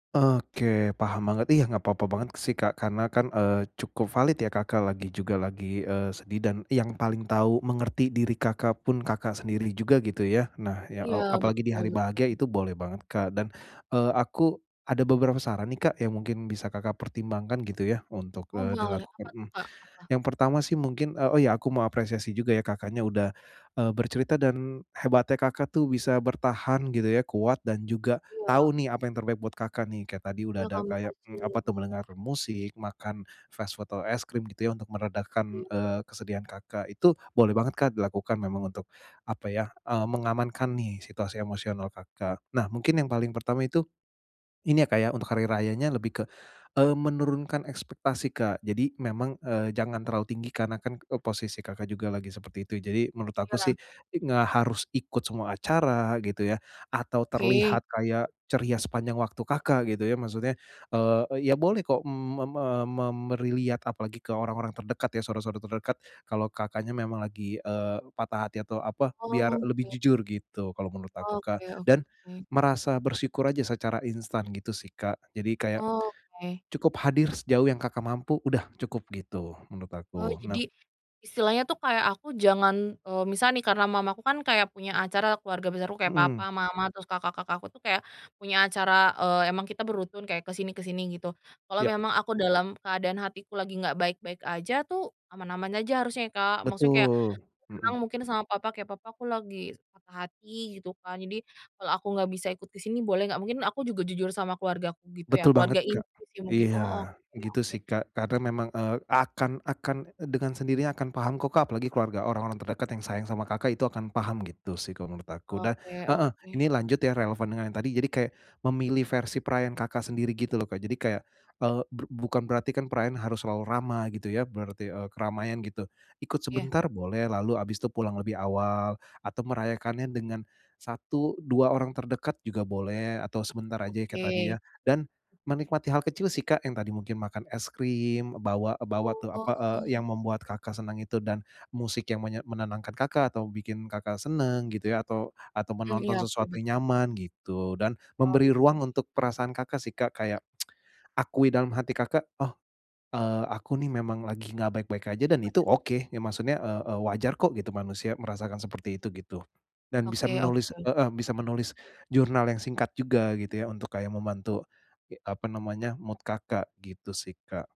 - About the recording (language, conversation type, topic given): Indonesian, advice, Bagaimana cara tetap menikmati perayaan saat suasana hati saya sedang rendah?
- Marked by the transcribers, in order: other background noise; in English: "fast food"; tapping; drawn out: "Oh"; tsk; in English: "mood"